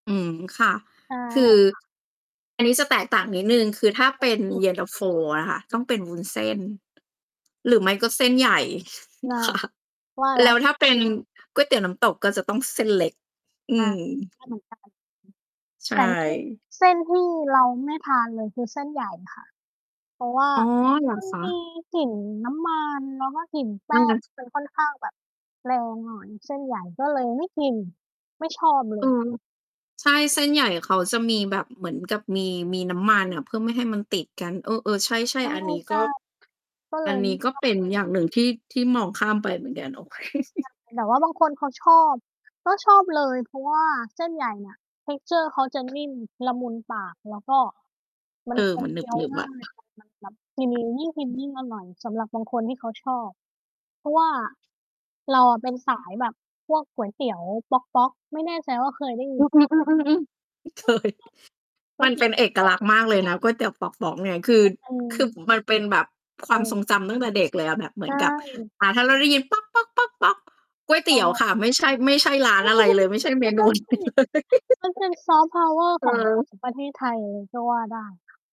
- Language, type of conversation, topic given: Thai, unstructured, ความทรงจำเกี่ยวกับอาหารในวัยเด็กของคุณคืออะไร?
- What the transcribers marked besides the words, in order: distorted speech; tapping; unintelligible speech; chuckle; laughing while speaking: "ค่ะ"; mechanical hum; unintelligible speech; laughing while speaking: "โอเค"; unintelligible speech; in English: "texture"; static; unintelligible speech; laughing while speaking: "เคย"; unintelligible speech; chuckle; laughing while speaking: "อะไรเลย"